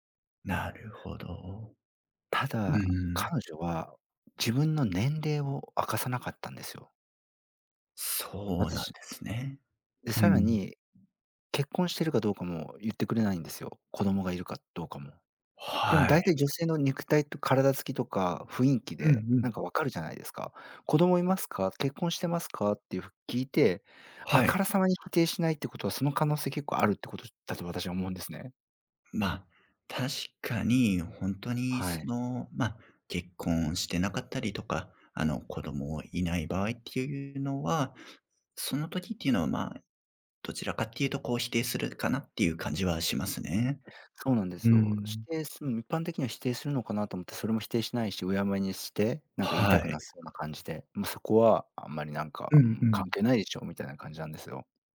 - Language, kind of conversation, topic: Japanese, advice, 信頼を損なう出来事があり、不安を感じていますが、どうすればよいですか？
- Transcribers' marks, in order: other background noise; tapping; "否定" said as "してい"